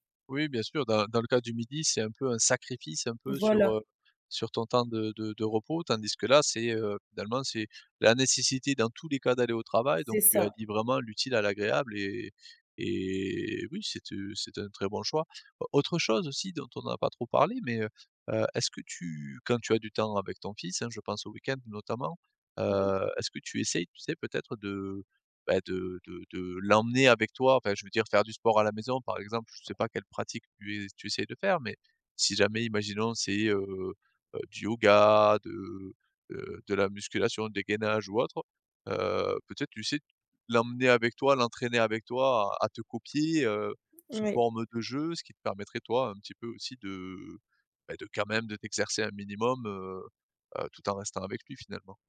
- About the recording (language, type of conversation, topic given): French, advice, Comment trouver du temps pour faire du sport entre le travail et la famille ?
- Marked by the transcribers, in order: tapping